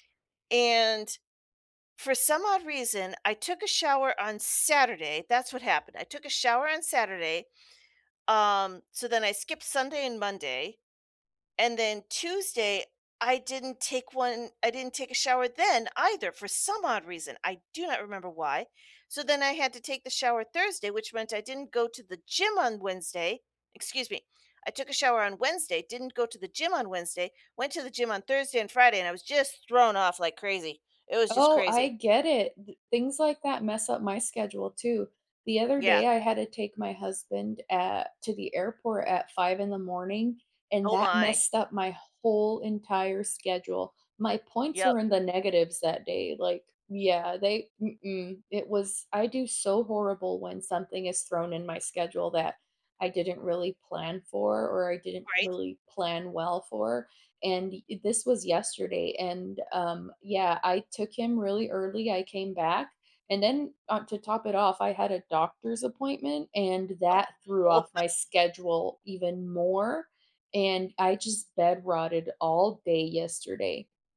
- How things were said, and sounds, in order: other background noise; stressed: "whole"; tapping; chuckle
- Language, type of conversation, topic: English, unstructured, What small habits improve your daily mood the most?